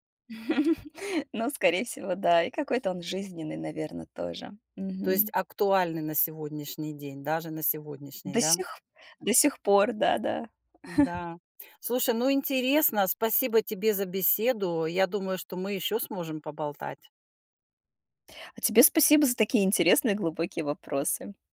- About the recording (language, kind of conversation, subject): Russian, podcast, Какой сериал вы могли бы пересматривать бесконечно?
- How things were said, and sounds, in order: chuckle; tapping; chuckle